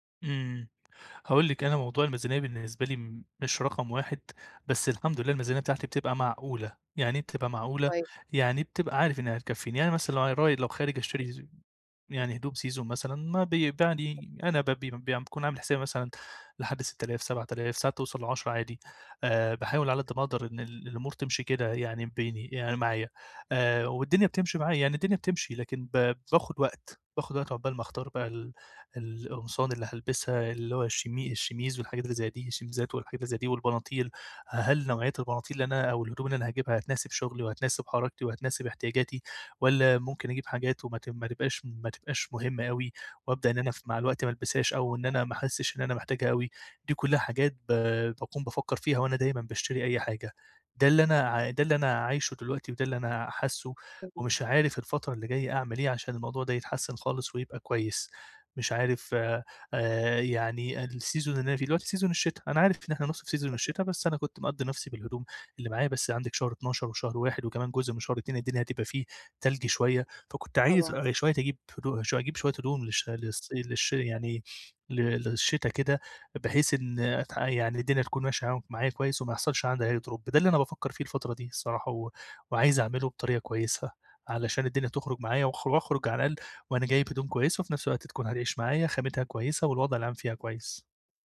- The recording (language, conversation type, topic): Arabic, advice, إزاي ألاقِي صفقات وأسعار حلوة وأنا بتسوّق للملابس والهدايا؟
- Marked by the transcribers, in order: in English: "season"; unintelligible speech; in English: "الشيميز"; in English: "الشيميزات"; in English: "السيزون"; in English: "سيزون"; in English: "سيزون"; unintelligible speech; in English: "drop"